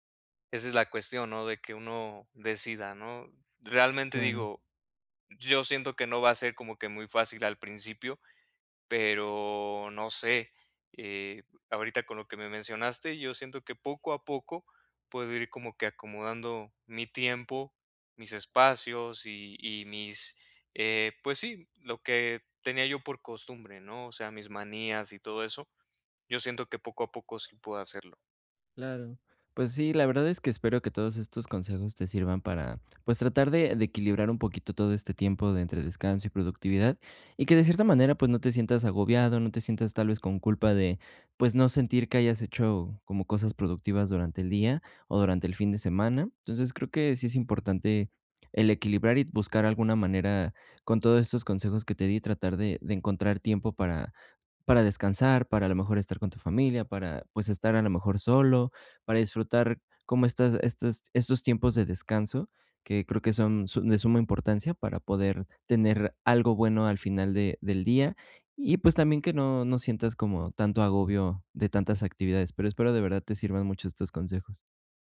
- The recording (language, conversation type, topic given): Spanish, advice, ¿Cómo puedo equilibrar mi tiempo entre descansar y ser productivo los fines de semana?
- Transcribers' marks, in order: none